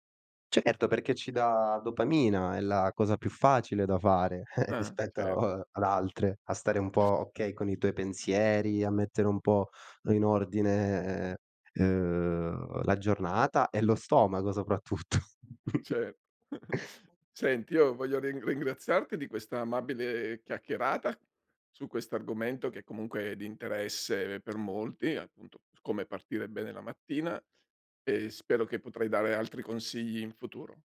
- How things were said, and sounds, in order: other background noise; chuckle; laughing while speaking: "rispetto"; drawn out: "ordine"; laughing while speaking: "soprattutto"; tapping; chuckle
- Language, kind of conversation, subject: Italian, podcast, Com’è davvero la tua routine mattutina?